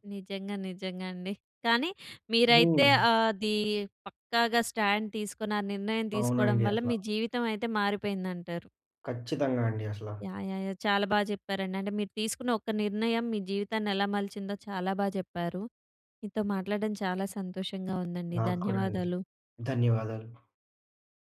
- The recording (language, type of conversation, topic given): Telugu, podcast, మీరు తీసుకున్న ఒక నిర్ణయం మీ జీవితాన్ని ఎలా మలచిందో చెప్పగలరా?
- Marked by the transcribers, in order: in English: "స్టాండ్"